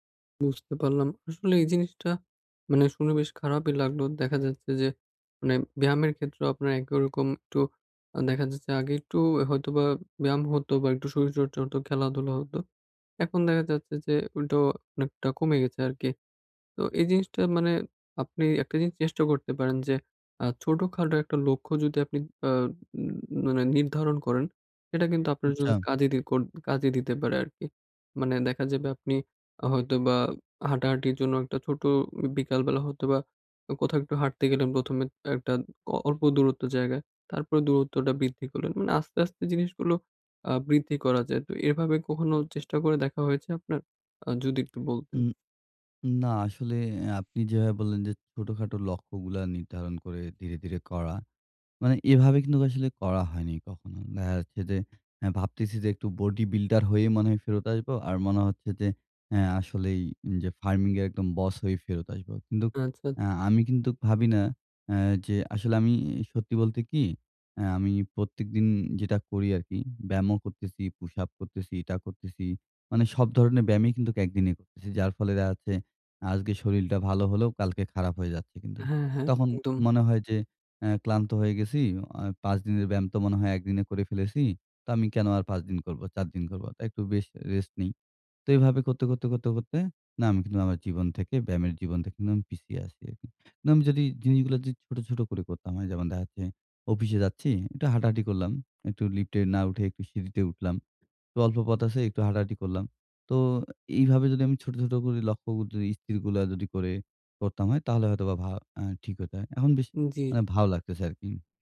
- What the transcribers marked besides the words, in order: tapping; other background noise
- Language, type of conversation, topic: Bengali, advice, ব্যায়াম চালিয়ে যেতে কীভাবে আমি ধারাবাহিকভাবে অনুপ্রেরণা ধরে রাখব এবং ধৈর্য গড়ে তুলব?